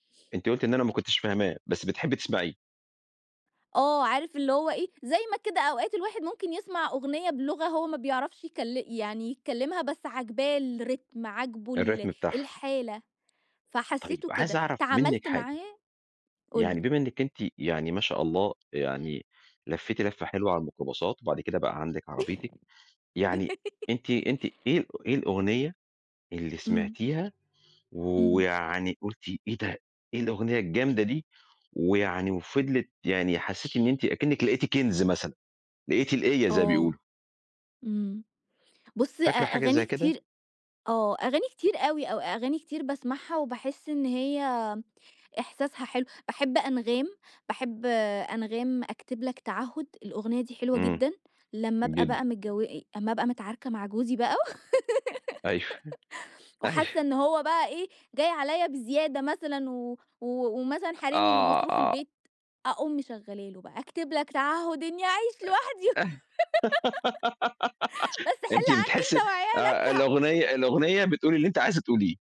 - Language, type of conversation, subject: Arabic, podcast, شو طريقتك المفضّلة علشان تكتشف أغاني جديدة؟
- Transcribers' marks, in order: in English: "الريتم"; in English: "الريتم"; laugh; tapping; other background noise; laugh; laughing while speaking: "إنّي أعيش لوحدي"; laugh; laughing while speaking: "بس حِل عنّي أنت وعيالك هأ"